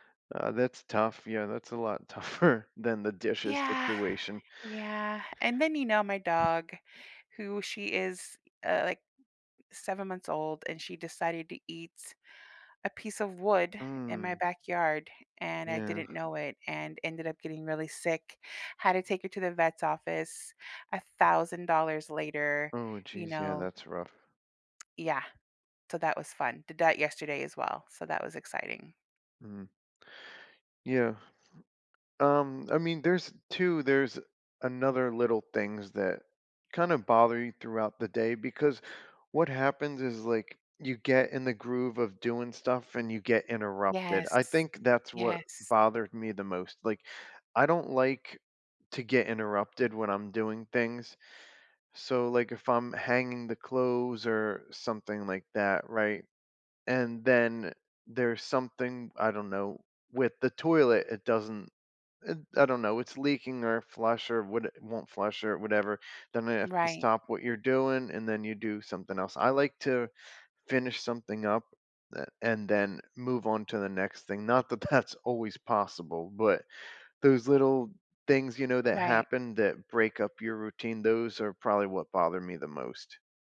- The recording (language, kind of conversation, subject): English, unstructured, How are small daily annoyances kept from ruining one's mood?
- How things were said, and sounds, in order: laughing while speaking: "tougher"; other background noise; tapping; laughing while speaking: "that's"